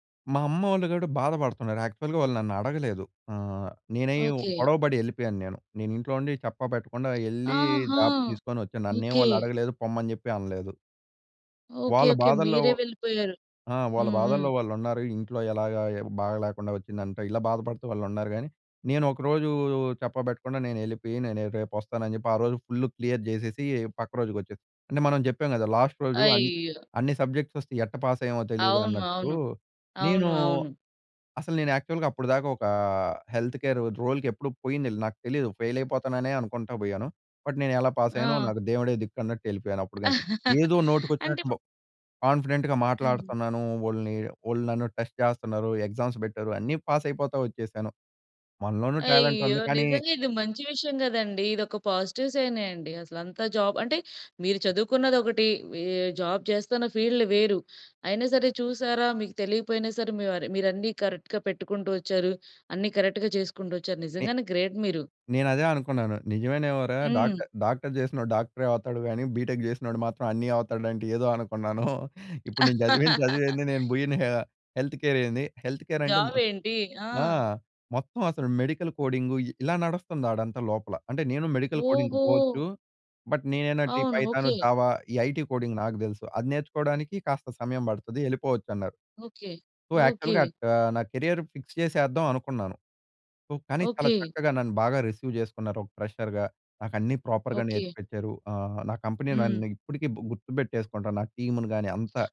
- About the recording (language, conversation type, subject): Telugu, podcast, మీ కొత్త ఉద్యోగం మొదటి రోజు మీకు ఎలా అనిపించింది?
- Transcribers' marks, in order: in English: "యాక్చువ‌ల్‌గా"; tapping; in English: "జాబ్"; in English: "ఫుల్ క్లియర్"; in English: "లాస్ట్"; in English: "సబ్జెక్ట్స్"; in English: "పాస్"; in English: "యాక్చువల్‌గా"; in English: "హెల్త్ కేర్ రోల్‌కి"; in English: "ఫెయిల్"; in English: "బట్"; in English: "పాస్"; giggle; in English: "కాన్ఫిడెంట్‌గా"; in English: "టెస్ట్"; in English: "ఎగ్జామ్స్"; in English: "పాస్"; in English: "టాలెంట్"; in English: "పాజిటివ్"; in English: "జాబ్"; in English: "ఫీల్డ్"; in English: "కరెక్ట్‌గా"; in English: "కరెక్ట్‌గా"; in English: "గ్రేట్"; in English: "డాక్ట డాక్టర్"; in English: "బీటెక్"; chuckle; laugh; in English: "హెల్త్ కేర్"; in English: "హెల్త్ కేర్"; in English: "జాబ్"; in English: "మెడికల్ కోడింగ్‌కి"; in English: "బట్"; in English: "పైథాన్, జావా"; in English: "ఐటీ కోడింగ్"; in English: "సో, యాక్చువల్‌గా"; in English: "కేరియర్ ఫిక్స్"; in English: "సో"; in English: "రిసీవ్"; in English: "ఫ్రెషర్‌గా"; in English: "ప్రాపర్ర్‌గా"; in English: "కంపెనీ"; in English: "టీమ్‌ని"